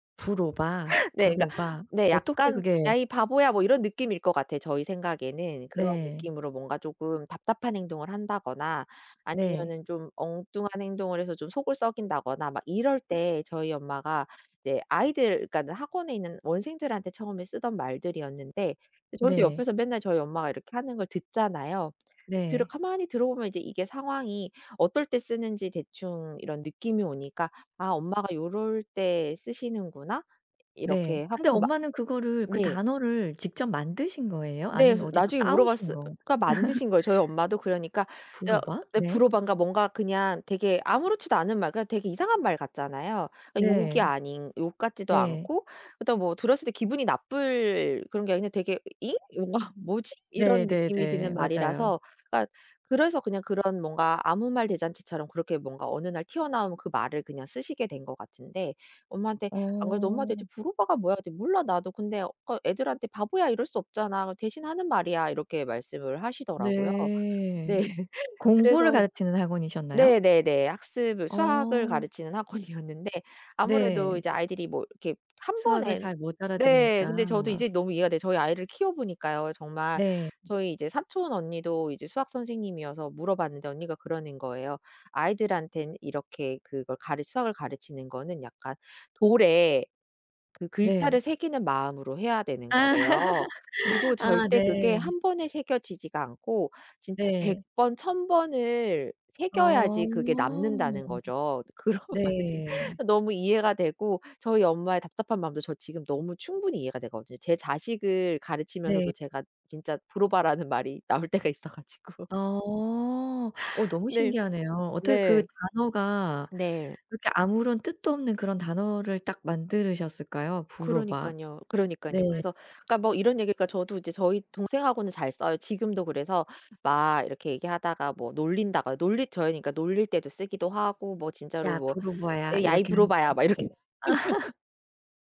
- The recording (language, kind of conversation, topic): Korean, podcast, 어릴 적 집에서 쓰던 말을 지금도 쓰고 계신가요?
- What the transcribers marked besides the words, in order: tapping; laugh; other background noise; laughing while speaking: "네"; laughing while speaking: "학원이었는데"; laugh; laughing while speaking: "그런 말을 듣"; laughing while speaking: "나올 때가 있어 가지고"; laugh